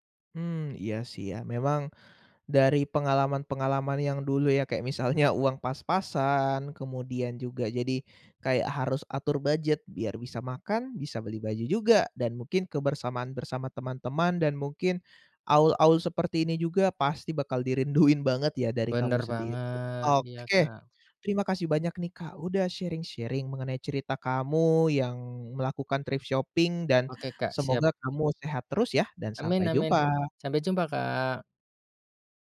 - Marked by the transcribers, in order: in English: "sharing-sharing"; in English: "thrift shopping"
- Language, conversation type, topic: Indonesian, podcast, Apa kamu pernah membeli atau memakai barang bekas, dan bagaimana pengalamanmu saat berbelanja barang bekas?